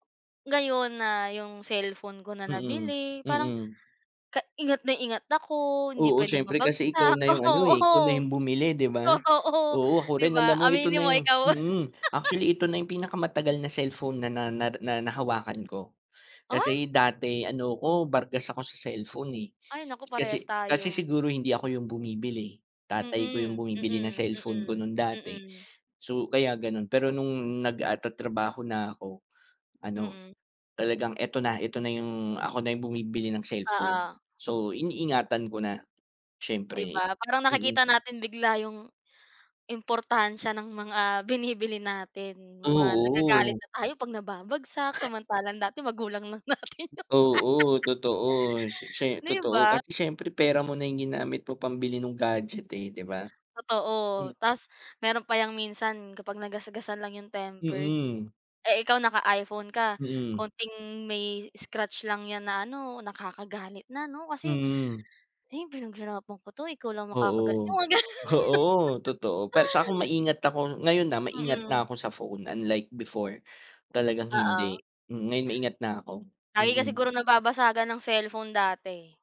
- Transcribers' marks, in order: laugh; other background noise; laugh; laugh
- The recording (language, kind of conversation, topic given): Filipino, unstructured, Ano ang paborito mong kagamitang nagpapasaya sa iyo?